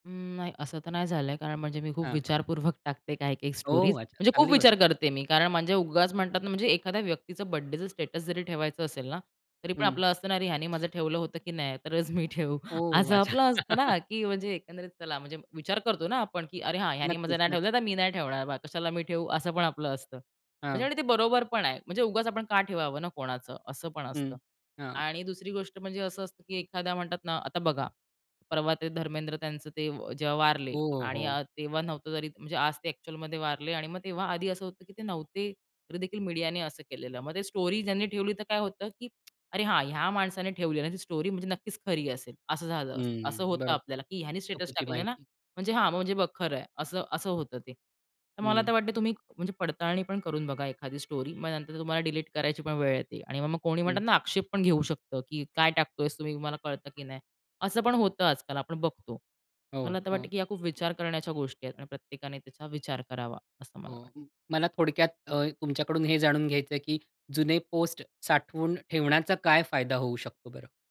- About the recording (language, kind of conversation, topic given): Marathi, podcast, जुने लेखन तुम्ही मिटवता की साठवून ठेवता, आणि त्यामागचं कारण काय आहे?
- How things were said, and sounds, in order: tapping; laughing while speaking: "विचारपूर्वक टाकते"; in English: "स्टोरीज"; in English: "स्टेटस"; other background noise; laughing while speaking: "तरच मी ठेवू"; laugh; in English: "स्टोरी"; tsk; in English: "स्टोरी"; in English: "स्टेटस"; horn; in English: "स्टोरी"; unintelligible speech